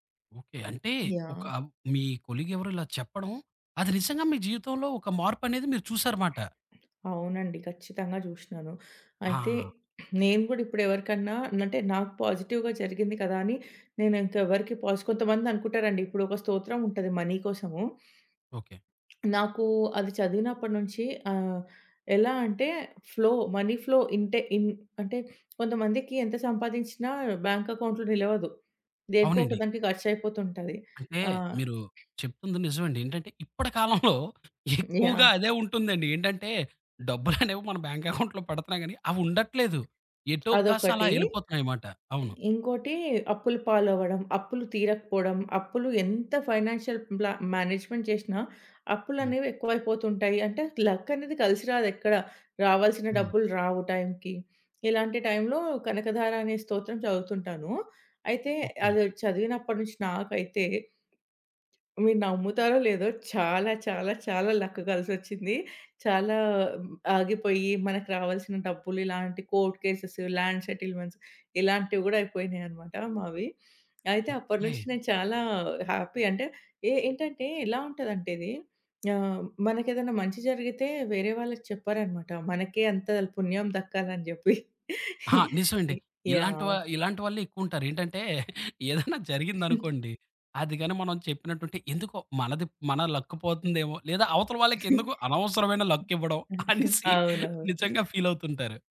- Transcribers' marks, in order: in English: "కొలీగ్"; other background noise; in English: "పాజిటివ్‌గా"; in English: "మనీ"; tapping; in English: "ఫ్లో మనీ ఫ్లో"; in English: "అకౌంట్‌లో"; chuckle; chuckle; in English: "అకౌంట్‌లో"; in English: "ఫైనాన్‌షియల్"; in English: "మ్యానేజ్‌మెంట్"; in English: "లక్"; in English: "లక్"; in English: "కోర్ట్ కేసెస్, లాండ్ సెటిల్‌మెంట్స్"; in English: "హ్యాపీ"; giggle; giggle; in English: "లక్"; giggle; in English: "లక్"; laughing while speaking: "అనేసి"; in English: "ఫీల్"
- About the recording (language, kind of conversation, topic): Telugu, podcast, మీ ఇంట్లో పూజ లేదా ఆరాధనను సాధారణంగా ఎలా నిర్వహిస్తారు?